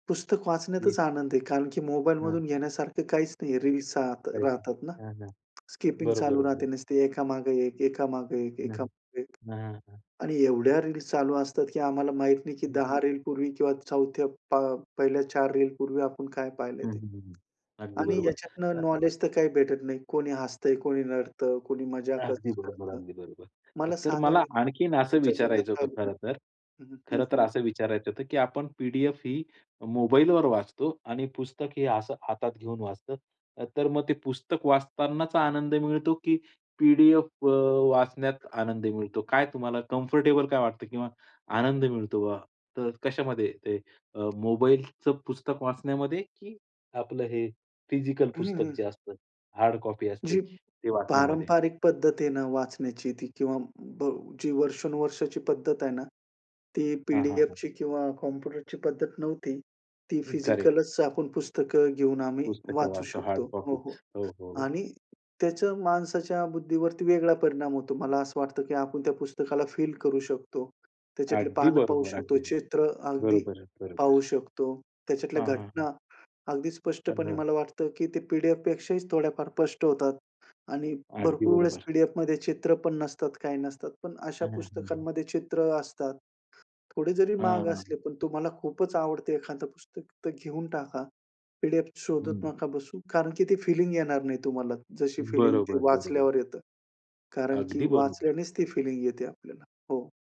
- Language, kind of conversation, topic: Marathi, podcast, वाचनासाठी आरामदायी कोपरा कसा तयार कराल?
- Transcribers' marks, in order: other noise; other background noise; in English: "स्किपिंग"; tapping; in English: "कम्फर्टेबल"; in English: "हार्ड कॉपी"; in English: "हार्ड कॉपीज"